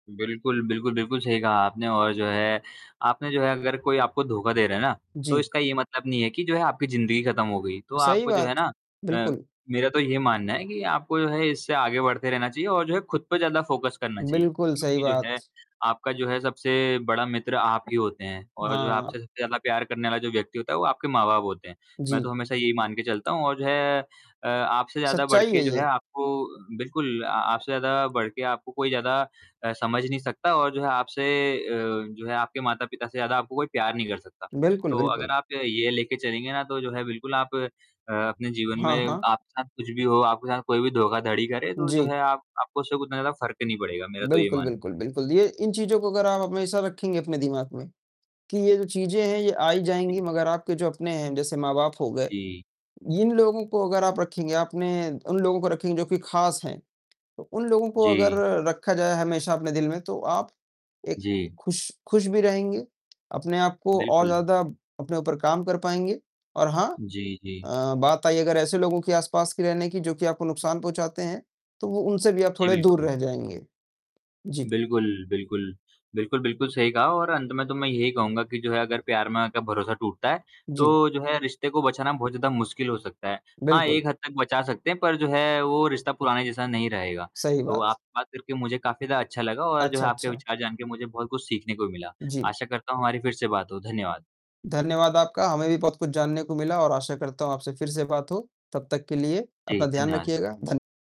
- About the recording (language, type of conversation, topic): Hindi, unstructured, प्यार में भरोसा टूट जाए तो क्या रिश्ते को बचाया जा सकता है?
- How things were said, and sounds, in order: distorted speech; other background noise; in English: "फ़ोकस"; tapping